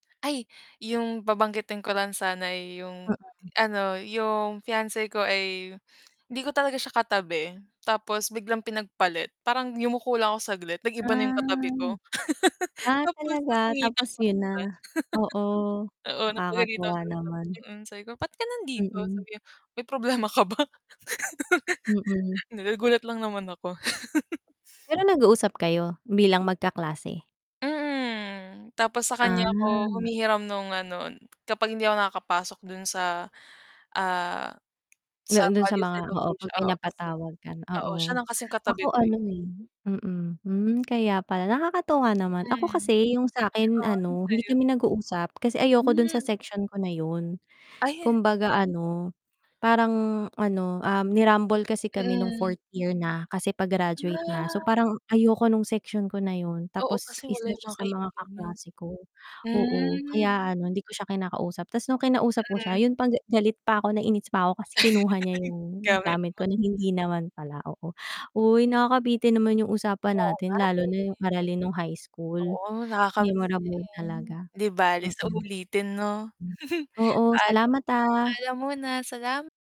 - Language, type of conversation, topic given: Filipino, unstructured, Ano ang pinakatumatak sa iyong aralin noong mga araw mo sa paaralan?
- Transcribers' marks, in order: static; distorted speech; drawn out: "Ah"; laugh; chuckle; unintelligible speech; laugh; lip smack; drawn out: "Ah"; tapping; other background noise; mechanical hum; chuckle; giggle